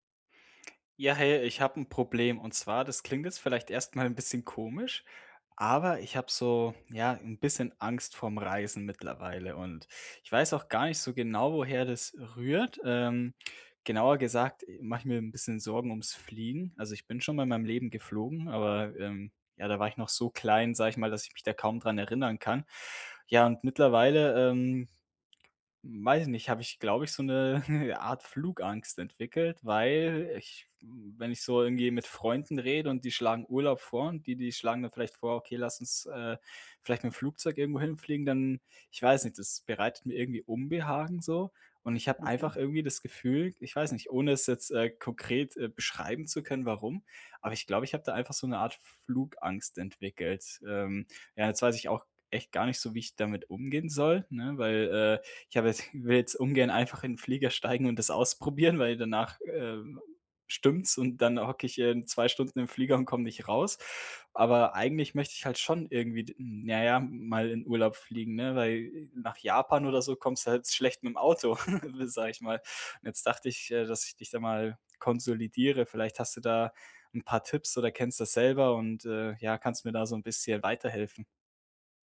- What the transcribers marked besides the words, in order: chuckle; chuckle; laughing while speaking: "weil"; laughing while speaking: "komme"; laugh
- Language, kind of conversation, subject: German, advice, Wie kann ich beim Reisen besser mit Angst und Unsicherheit umgehen?